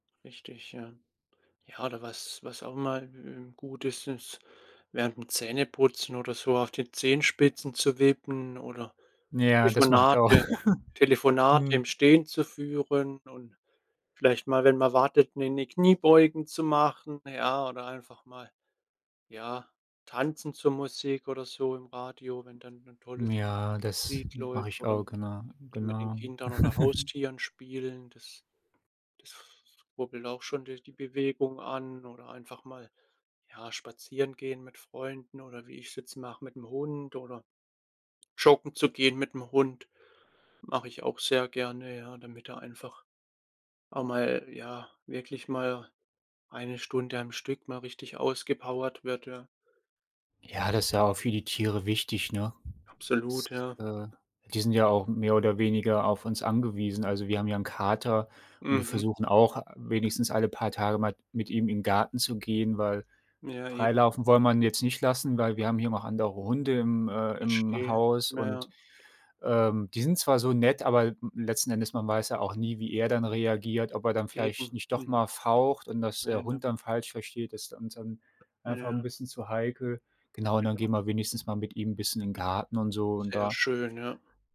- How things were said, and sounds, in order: chuckle; tapping; chuckle; other background noise; unintelligible speech
- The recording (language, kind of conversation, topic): German, unstructured, Wie integrierst du Bewegung in deinen Alltag?